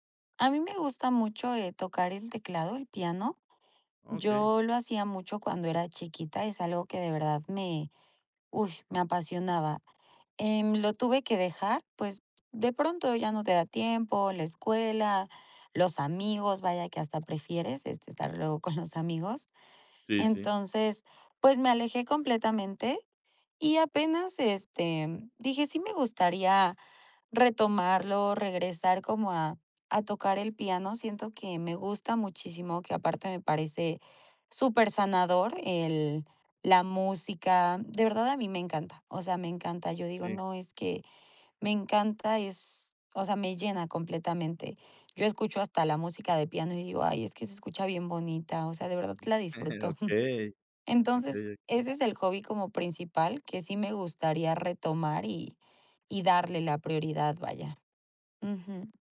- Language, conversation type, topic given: Spanish, advice, ¿Cómo puedo encontrar tiempo para mis hobbies y para el ocio?
- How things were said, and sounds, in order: laughing while speaking: "con los amigos"; chuckle; chuckle